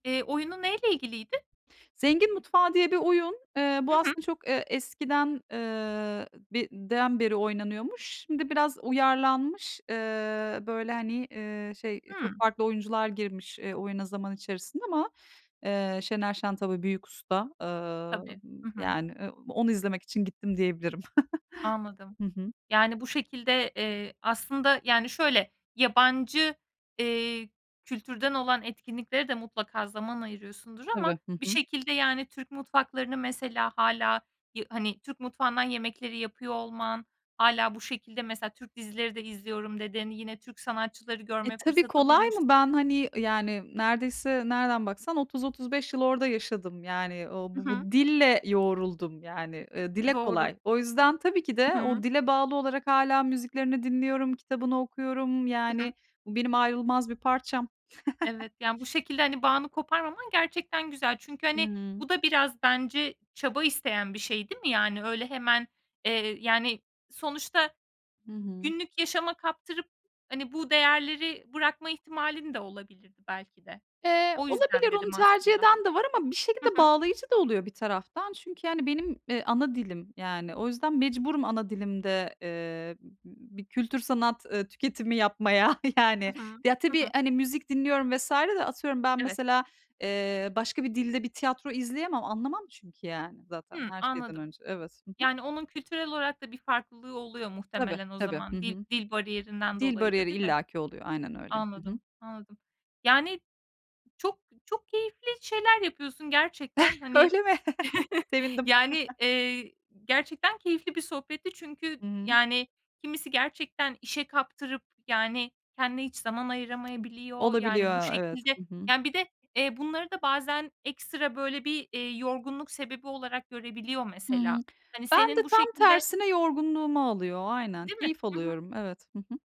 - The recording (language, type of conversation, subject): Turkish, podcast, Akşamları kendine nasıl vakit ayırıyorsun?
- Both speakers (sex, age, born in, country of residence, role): female, 25-29, Turkey, Estonia, host; female, 40-44, Turkey, Netherlands, guest
- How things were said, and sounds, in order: chuckle; other background noise; chuckle; tapping; laughing while speaking: "yapmaya"; chuckle; laughing while speaking: "Öyle mi?"; chuckle; lip smack